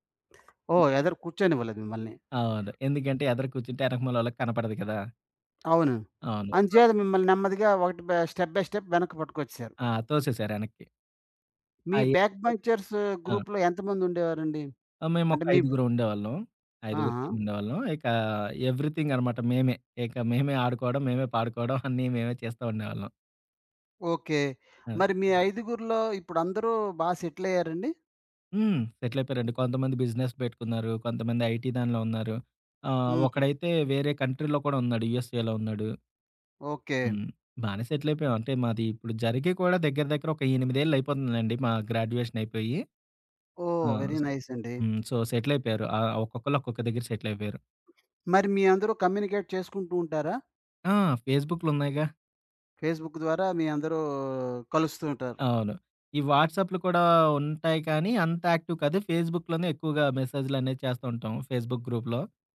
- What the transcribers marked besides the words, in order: other background noise; tapping; background speech; in English: "స్టెప్ బై స్టెప్"; in English: "బ్యాక్ బంచర్స్ గ్రూప్‌లో"; in English: "టీమ్"; in English: "ఎవ్రీథింగ్"; chuckle; in English: "బిజినెస్"; in English: "ఐటీ"; in English: "కంట్రీలో"; in English: "యూఎస్ఏలో"; in English: "గ్రాడ్యుయేషన్"; in English: "సో, సెటిల్"; in English: "వెరీ నైస్"; in English: "సెటిల్"; in English: "కమ్యూనికేట్"; in English: "ఫేస్‌బుక్"; in English: "యాక్టివ్"; in English: "ఫేస్‌బుక్‌లోనే"; in English: "మెసేజ్‌లనేవి"; in English: "ఫేస్‌బుక్ గ్రూప్‌లో"
- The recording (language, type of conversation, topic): Telugu, podcast, ప్రేరణ లేకపోతే మీరు దాన్ని ఎలా తెచ్చుకుంటారు?